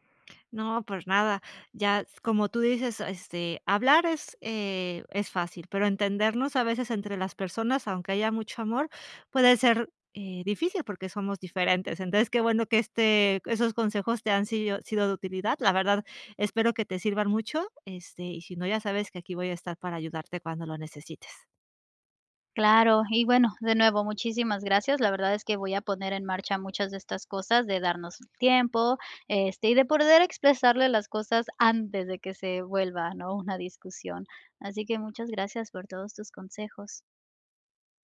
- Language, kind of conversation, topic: Spanish, advice, ¿Cómo puedo manejar la ira después de una discusión con mi pareja?
- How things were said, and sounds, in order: tapping; other background noise; "poder" said as "porder"